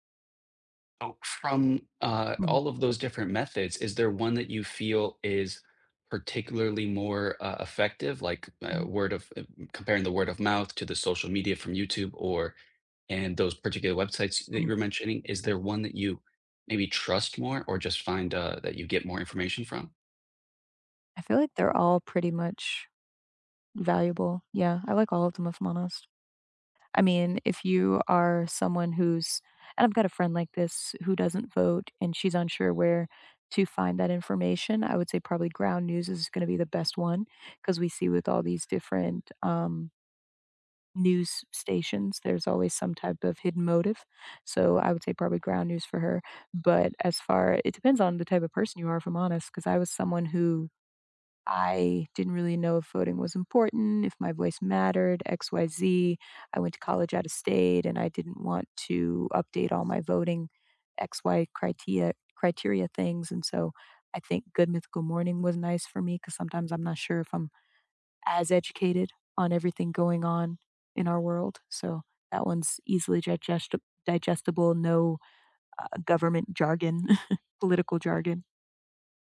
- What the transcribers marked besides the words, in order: other background noise; "criteria-" said as "critia"; chuckle
- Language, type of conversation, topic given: English, unstructured, What are your go-to ways to keep up with new laws and policy changes?
- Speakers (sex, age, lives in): female, 30-34, United States; male, 30-34, United States